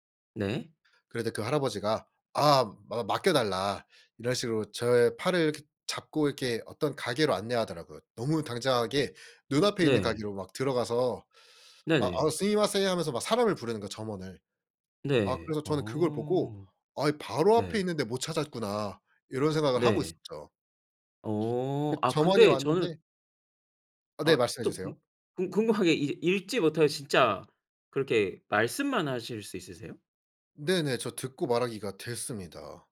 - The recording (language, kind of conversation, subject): Korean, podcast, 여행 중 길을 잃었을 때 어떻게 해결했나요?
- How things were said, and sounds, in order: other background noise; "당당하게" said as "당장하게"; tapping